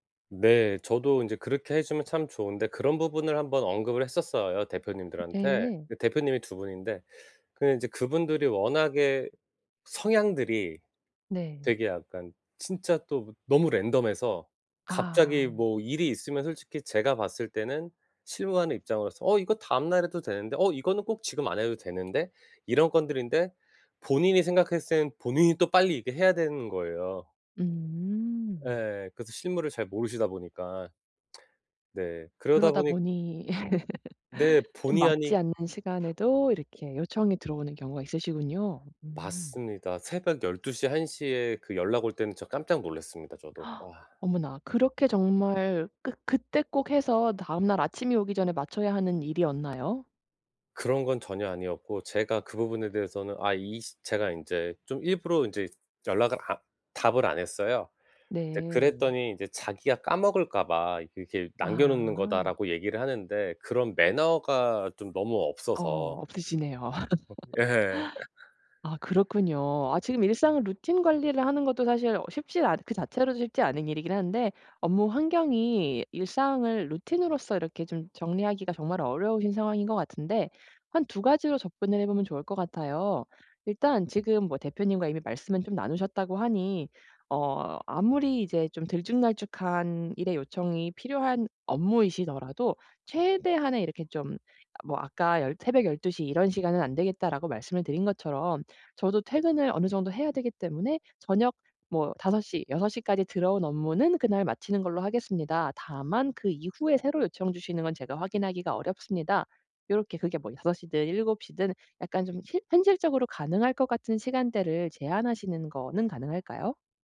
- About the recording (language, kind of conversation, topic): Korean, advice, 창의적인 아이디어를 얻기 위해 일상 루틴을 어떻게 바꾸면 좋을까요?
- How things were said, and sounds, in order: other background noise; in English: "랜덤해서"; tsk; laugh; gasp; "꼭" said as "끅"; laugh; laugh